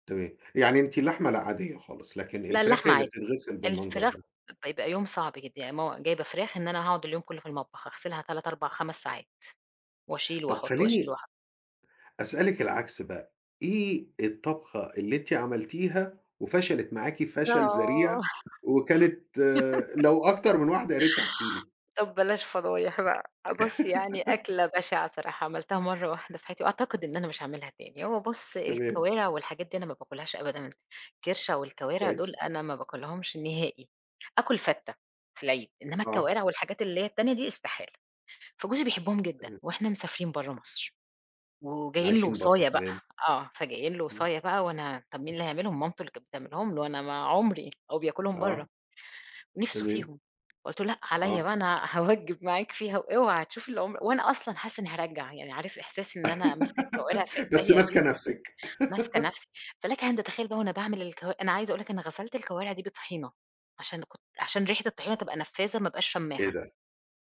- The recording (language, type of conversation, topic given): Arabic, podcast, إزاي توازن بين الأكل الصحي والطعم الحلو؟
- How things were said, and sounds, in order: tapping; laugh; giggle; other background noise; laughing while speaking: "هاوجّب"; giggle; giggle